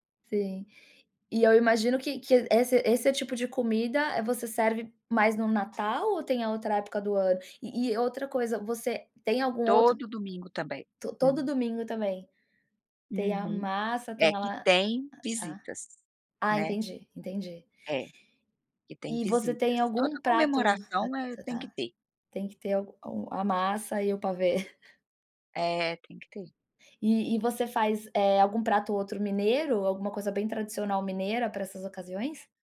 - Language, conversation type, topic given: Portuguese, podcast, Qual prato nunca falta nas suas comemorações em família?
- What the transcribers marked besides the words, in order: tapping; chuckle